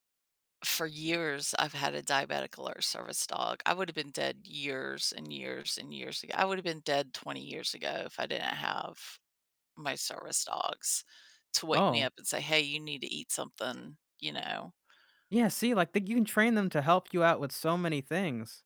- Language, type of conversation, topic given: English, unstructured, How do meaningful experiences motivate us to support others?
- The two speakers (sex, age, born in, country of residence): female, 55-59, United States, United States; male, 25-29, United States, United States
- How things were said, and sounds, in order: none